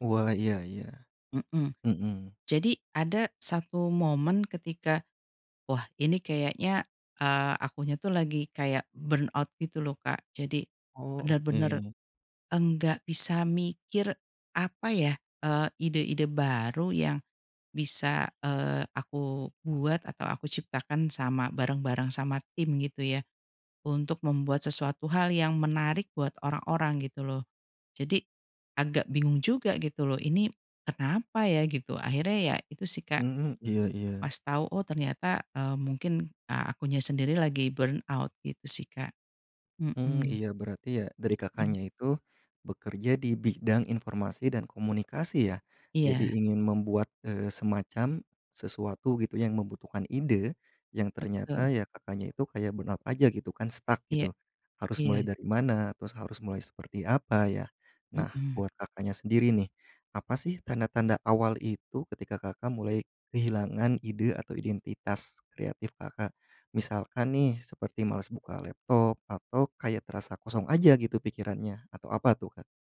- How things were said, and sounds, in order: in English: "burnout"; in English: "burnout"; tongue click; in English: "burnout"; in English: "stuck"
- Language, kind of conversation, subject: Indonesian, podcast, Pernahkah kamu merasa kehilangan identitas kreatif, dan apa penyebabnya?
- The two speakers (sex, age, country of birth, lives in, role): female, 45-49, Indonesia, Indonesia, guest; male, 30-34, Indonesia, Indonesia, host